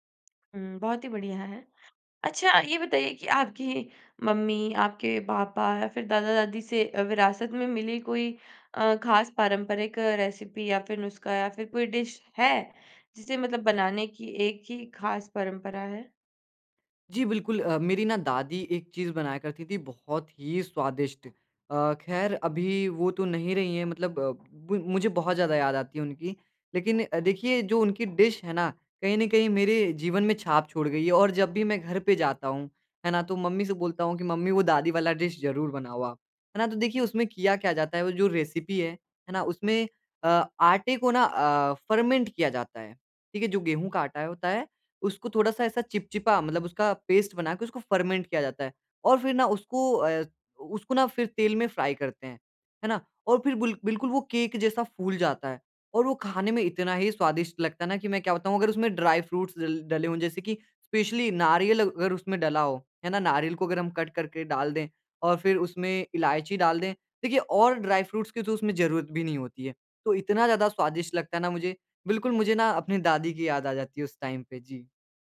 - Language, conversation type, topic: Hindi, podcast, घर की छोटी-छोटी परंपराएँ कौन सी हैं आपके यहाँ?
- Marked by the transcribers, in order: tapping; in English: "रेसिपी"; in English: "डिश"; other background noise; in English: "डिश"; in English: "डिश"; in English: "रेसिपी"; in English: "फर्मेंट"; in English: "पेस्ट"; in English: "फर्मेंट"; in English: "फ्राई"; in English: "स्पेशली"; in English: "कट"; in English: "टाइम"